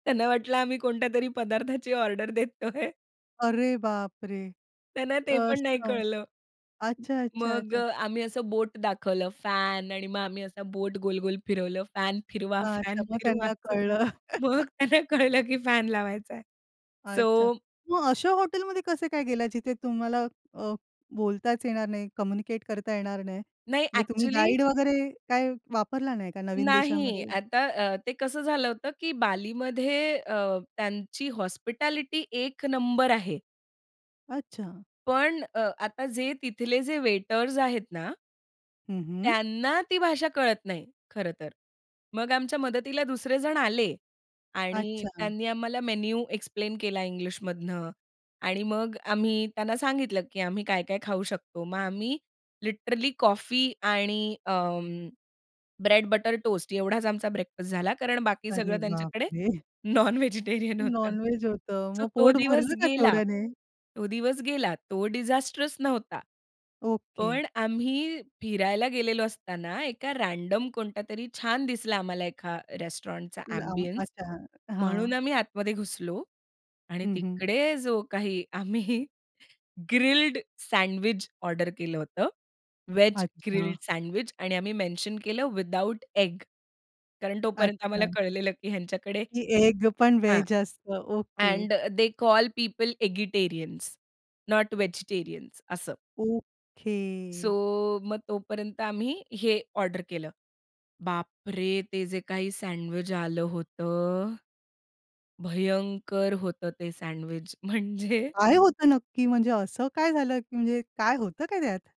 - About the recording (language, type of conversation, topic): Marathi, podcast, कुठेतरी प्रवासात असताना एखाद्या स्थानिक पदार्थाने तुम्हाला कधी आश्चर्य वाटलं आहे का?
- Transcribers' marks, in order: laughing while speaking: "त्यांना वाटलं आम्ही कोणत्यातरी पदार्थाची ऑर्डर देतोय"; other background noise; laughing while speaking: "फॅन फिरवा असं. मग त्यांना कळलं, की फॅन लावायचाय"; laughing while speaking: "कळलं"; in English: "कम्युनिकेट"; in English: "हॉस्पिटॅलिटी"; in English: "एक्सप्लेन"; in English: "लिटरली"; laughing while speaking: "नॉनव्हेजिटेरियन होतं"; in English: "डिजास्ट्रेस"; in English: "रँडम"; in English: "एम्बियन्स"; laughing while speaking: "आम्ही"; in English: "मेन्शन"; in English: "अँड दे कॉल पिपल एगिटेरियन्स नॉट व्हेजिटेरियन्स"; laughing while speaking: "म्हणजे"